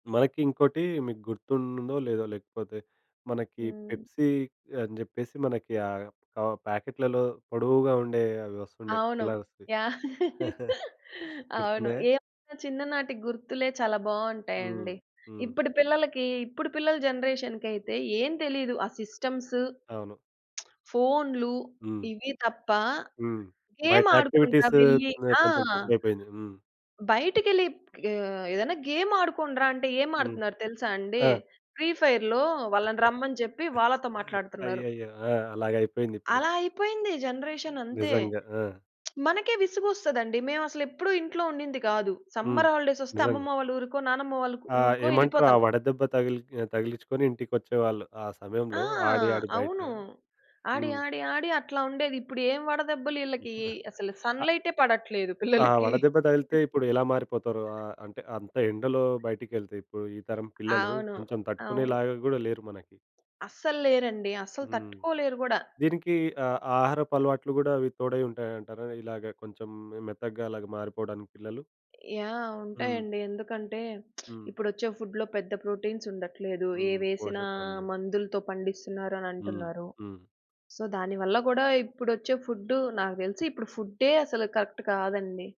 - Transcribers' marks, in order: in English: "పెప్సీ"; in English: "ప్యాకెట్‌లలో"; laugh; in English: "కలర్స్‌వి"; giggle; lip smack; in English: "గేమ్"; other background noise; in English: "యాక్టివిటీస్"; in English: "గేమ్"; in English: "ఫ్రీ ఫైర్‌లో"; other noise; giggle; in English: "జనరేషన్"; lip smack; in English: "సమ్మర్ హాలి డేస్"; giggle; giggle; tapping; lip smack; in English: "ఫుడ్‌లో"; in English: "ప్రోటీన్స్"; in English: "సో"; in English: "కరెక్ట్"
- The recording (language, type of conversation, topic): Telugu, podcast, సీజన్ మారినప్పుడు మీ ఆహార అలవాట్లు ఎలా మారుతాయి?